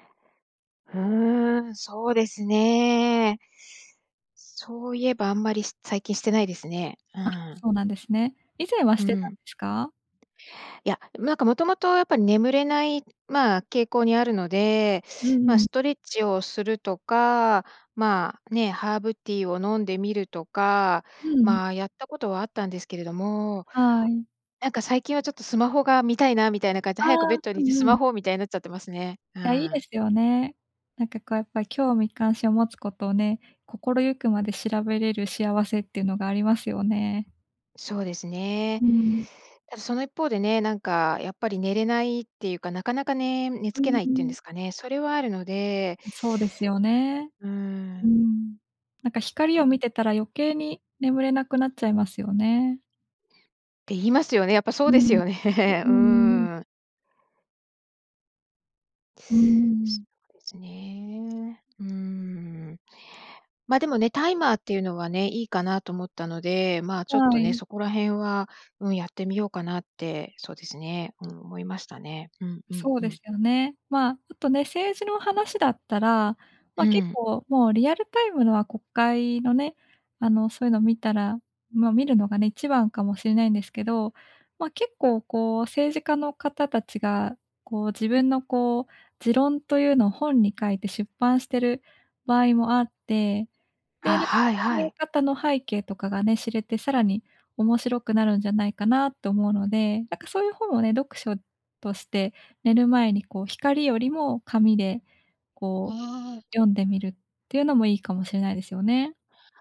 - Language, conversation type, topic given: Japanese, advice, 安らかな眠りを優先したいのですが、夜の習慣との葛藤をどう解消すればよいですか？
- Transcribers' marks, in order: other background noise; unintelligible speech; unintelligible speech